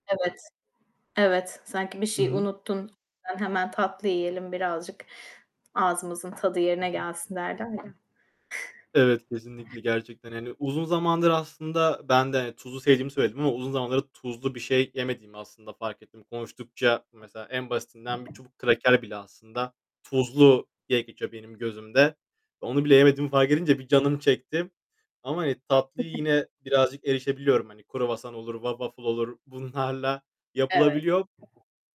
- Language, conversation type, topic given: Turkish, unstructured, Tatlı mı yoksa tuzlu mu, hangisi damak tadına daha uygun?
- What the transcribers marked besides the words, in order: other background noise; tapping; unintelligible speech; chuckle